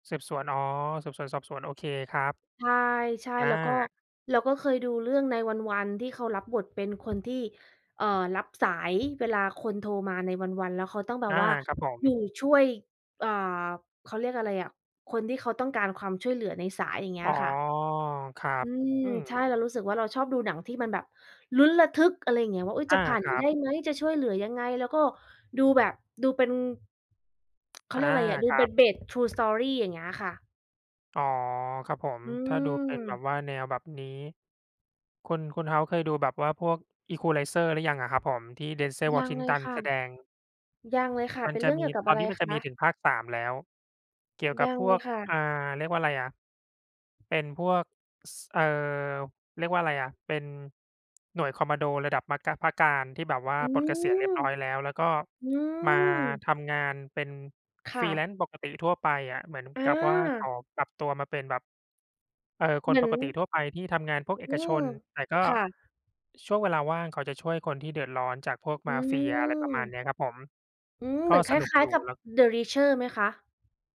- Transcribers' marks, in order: tapping; in English: "based true story"; "พระกาฬ" said as "มะกาฬ"; in English: "freelance"
- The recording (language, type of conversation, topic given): Thai, unstructured, หนังเรื่องล่าสุดที่คุณดูมีอะไรที่ทำให้คุณประทับใจบ้าง?